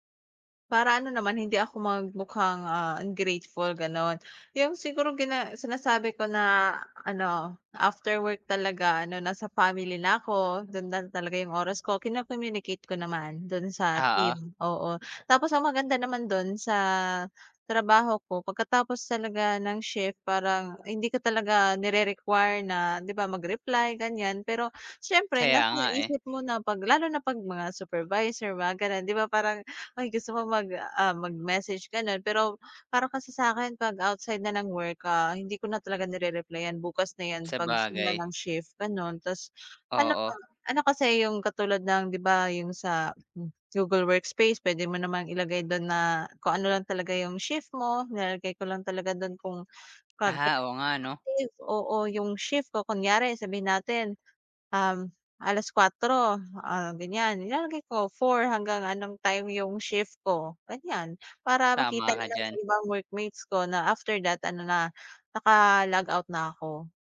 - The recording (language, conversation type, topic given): Filipino, podcast, Paano ka nagtatakda ng hangganan sa pagitan ng trabaho at personal na buhay?
- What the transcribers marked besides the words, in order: unintelligible speech